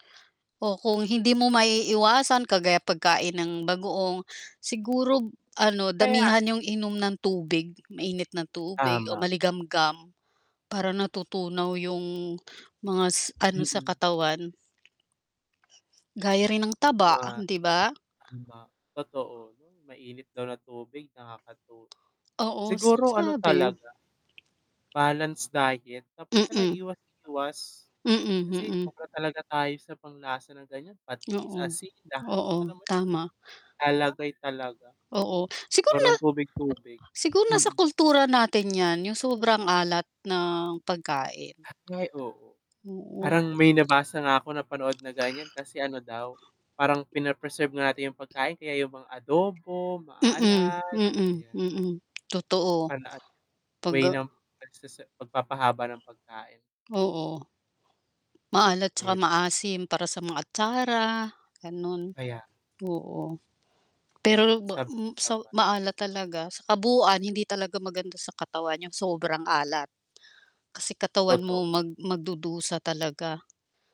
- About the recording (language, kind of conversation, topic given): Filipino, unstructured, Ano ang pakiramdam mo kapag kumakain ka ng mga pagkaing sobrang maalat?
- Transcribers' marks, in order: static; distorted speech; other background noise; tapping